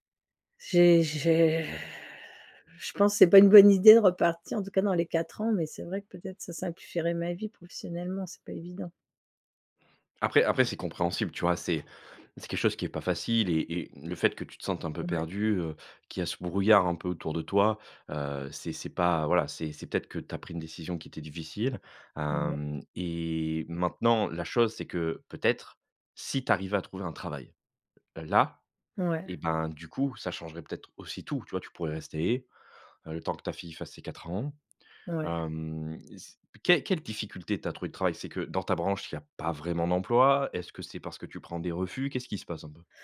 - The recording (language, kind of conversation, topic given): French, advice, Faut-il changer de pays pour une vie meilleure ou rester pour préserver ses liens personnels ?
- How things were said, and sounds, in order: blowing; sad: "je pense c'est pas une … c'est pas évident"